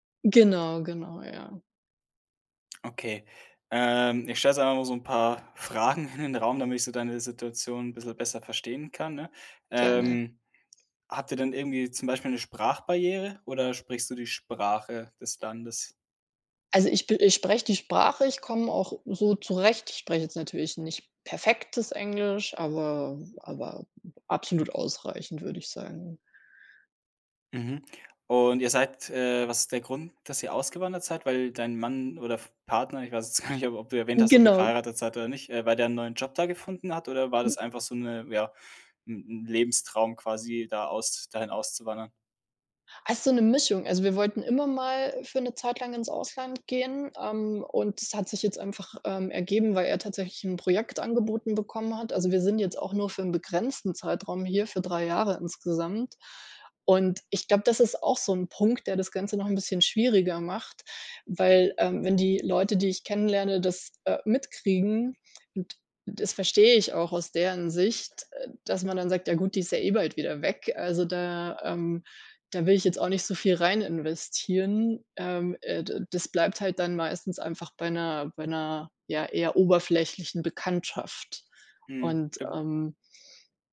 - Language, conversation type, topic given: German, advice, Wie kann ich meine soziale Unsicherheit überwinden, um im Erwachsenenalter leichter neue Freundschaften zu schließen?
- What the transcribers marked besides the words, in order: other background noise; laughing while speaking: "in den"; tapping; laughing while speaking: "gar nicht"; unintelligible speech; unintelligible speech